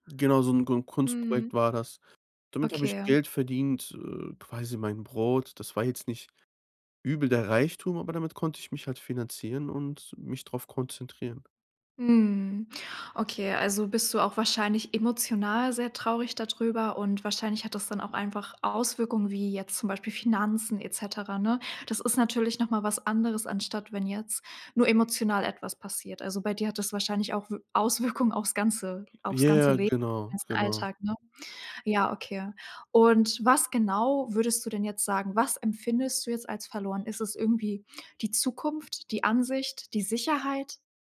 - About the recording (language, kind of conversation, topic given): German, advice, Wie finde ich nach einer Trennung wieder Sinn und neue Orientierung, wenn gemeinsame Zukunftspläne weggebrochen sind?
- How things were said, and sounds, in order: laughing while speaking: "Auswirkungen"